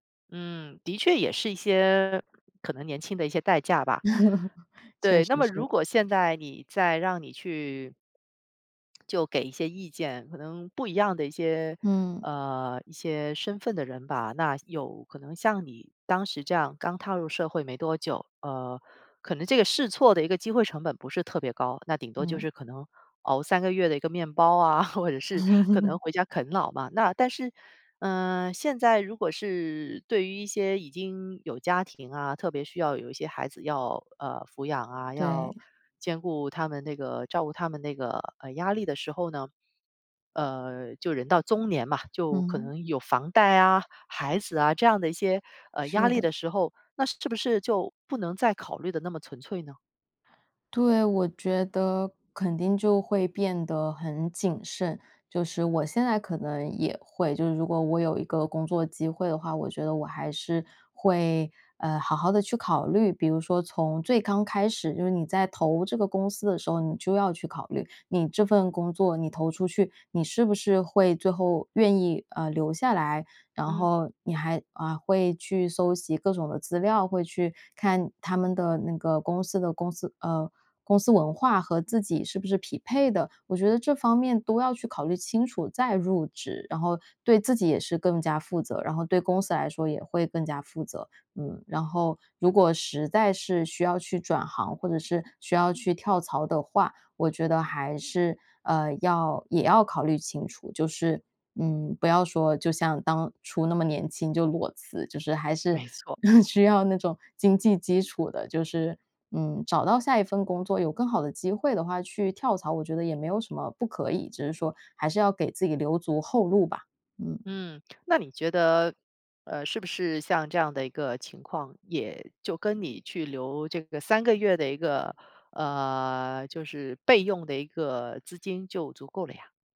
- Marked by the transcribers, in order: chuckle; lip smack; laugh; laughing while speaking: "或者是"; other background noise; "中年" said as "综年"; "纯粹" said as "存粹"; chuckle; laughing while speaking: "需要"
- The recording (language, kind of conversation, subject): Chinese, podcast, 转行时如何处理经济压力？